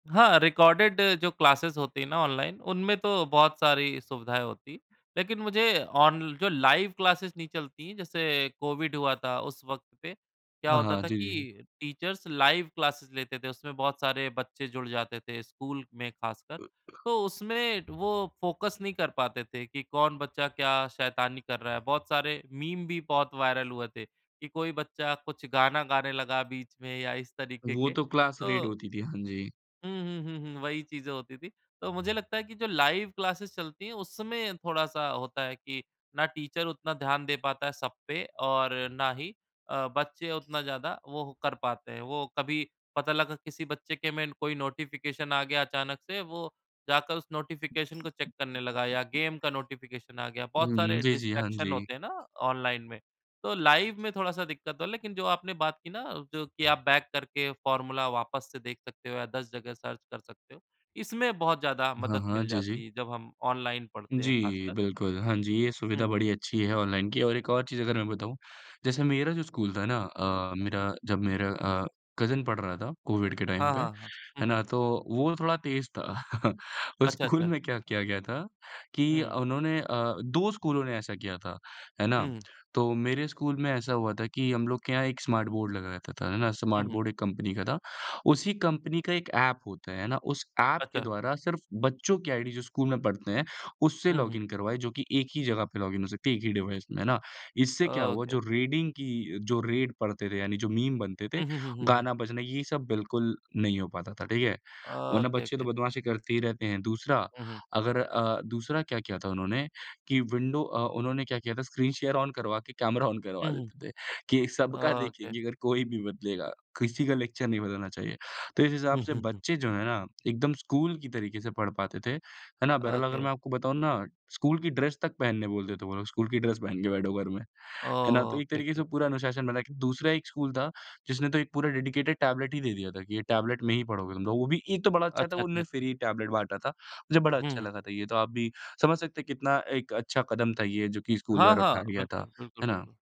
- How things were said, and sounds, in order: in English: "रिकॉर्डेड"; in English: "क्लासेस"; in English: "लाइव क्लास"; in English: "टीचर्स लाइव क्लासेस"; other noise; in English: "फोकस"; in English: "क्लास रेड"; in English: "लाइव क्लासेस"; in English: "टीचर"; in English: "नोटिफिकेशन"; in English: "नोटिफिकेशन"; in English: "नोटिफिकेशन"; in English: "डिस्ट्रैक्शन"; in English: "लाइव"; in English: "बैक"; in English: "फॉर्मूला"; in English: "सर्च"; in English: "कजिन"; in English: "टाइम"; chuckle; laughing while speaking: "उस स्कूल में"; in English: "लॉगिन"; in English: "लॉगिन"; in English: "डिवाइस"; in English: "रेडिंग"; in English: "रेड"; in English: "ओके"; in English: "ओके, ओके"; in English: "विंडो"; in English: "शेयर ऑन"; laughing while speaking: "ऑन"; in English: "ऑन"; laughing while speaking: "कोई भी"; in English: "लेक्चर"; in English: "ओके"; in English: "ड्रेस"; in English: "ओके"; in English: "ड्रेस"; in English: "डेडिकेटेड"; in English: "फ्री"
- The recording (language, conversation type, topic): Hindi, unstructured, क्या ऑनलाइन पढ़ाई आपकी मदद करती है?